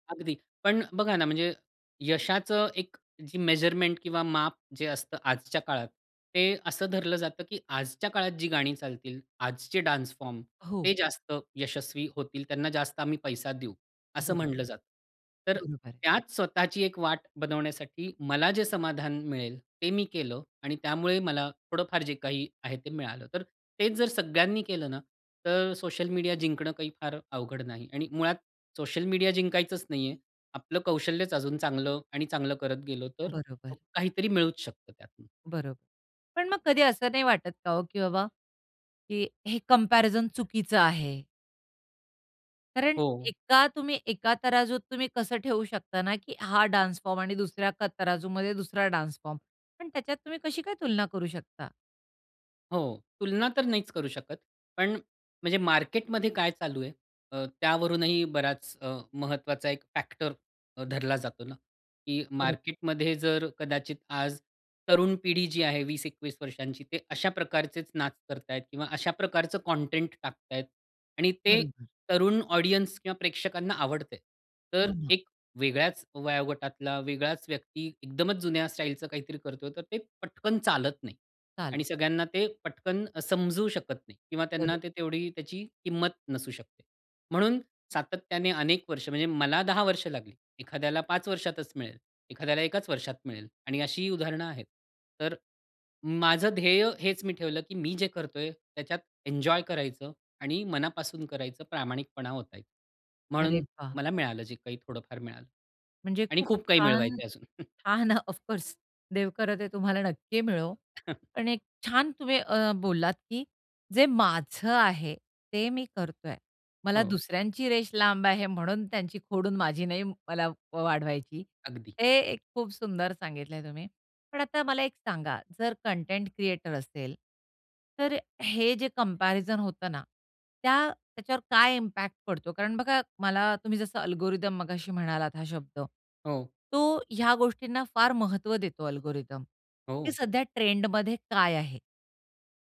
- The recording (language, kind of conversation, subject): Marathi, podcast, सोशल मीडियामुळे यशाबद्दल तुमची कल्पना बदलली का?
- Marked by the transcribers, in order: in English: "मेजरमेंट"; in English: "डान्स फॉर्म"; in English: "कंपॅरिझन"; in English: "डान्स फॉर्म"; in English: "डान्स फॉर्म?"; in English: "फॅक्टर"; laughing while speaking: "ऑफ कोर्स"; in English: "ऑफ कोर्स"; chuckle; chuckle; in English: "कंपॅरिझन"; in English: "इम्पॅक्ट"; in English: "अल्गोरिथम"; in English: "अल्गोरिथम"